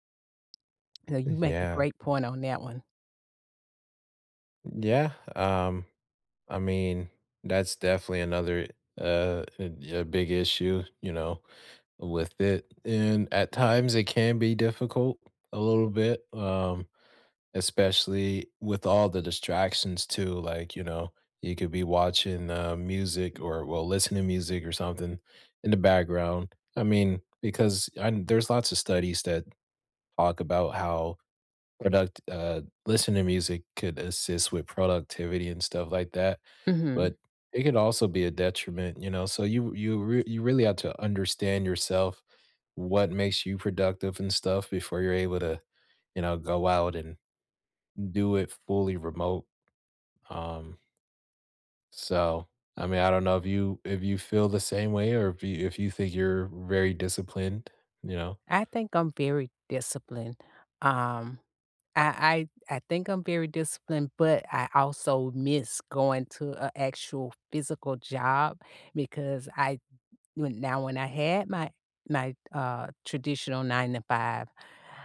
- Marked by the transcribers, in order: tapping; chuckle; other background noise
- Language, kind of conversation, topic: English, unstructured, What do you think about remote work becoming so common?
- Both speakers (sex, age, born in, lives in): female, 55-59, United States, United States; male, 20-24, United States, United States